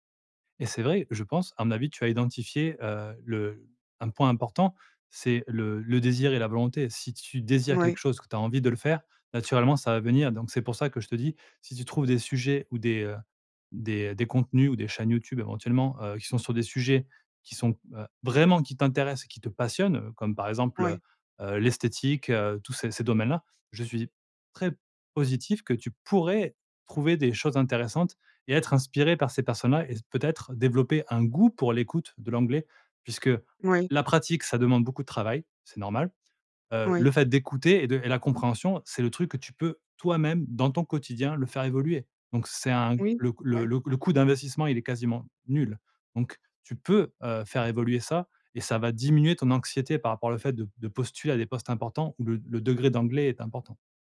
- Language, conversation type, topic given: French, advice, Comment puis-je surmonter ma peur du rejet et me décider à postuler à un emploi ?
- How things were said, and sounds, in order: stressed: "vraiment"; stressed: "pourrais"; stressed: "goût"; other background noise; stressed: "peux"